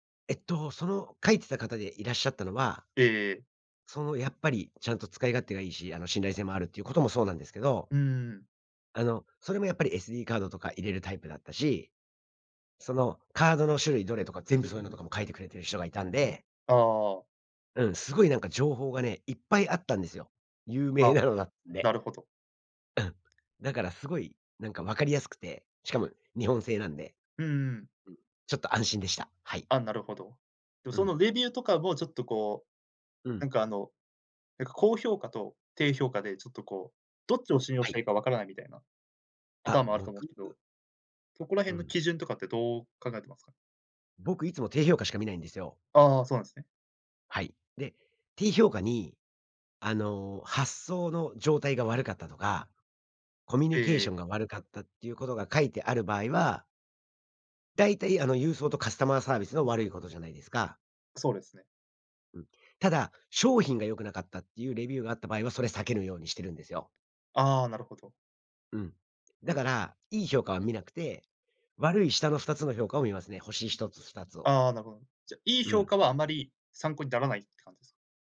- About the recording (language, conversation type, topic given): Japanese, podcast, オンラインでの買い物で失敗したことはありますか？
- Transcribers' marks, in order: other background noise; tapping